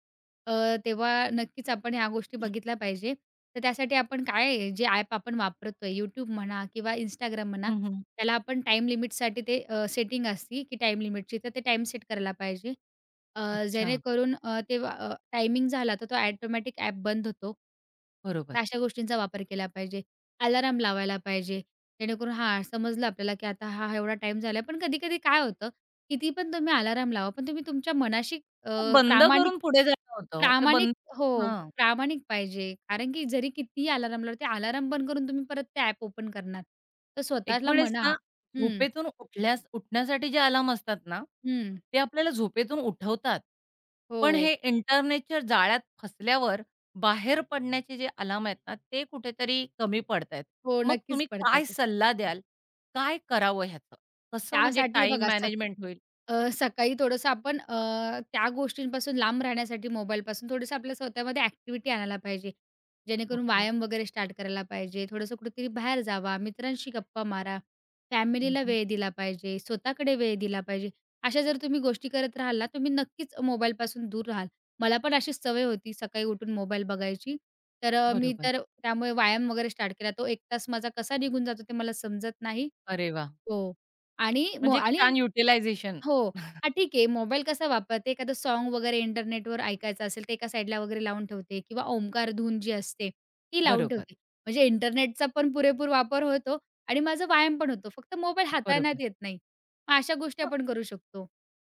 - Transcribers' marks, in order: other background noise; tapping; in English: "ओपन"; in English: "युटिलायझेशन"; chuckle; "साँग" said as "सोंग"
- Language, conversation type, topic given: Marathi, podcast, इंटरनेटमुळे तुमच्या शिकण्याच्या पद्धतीत काही बदल झाला आहे का?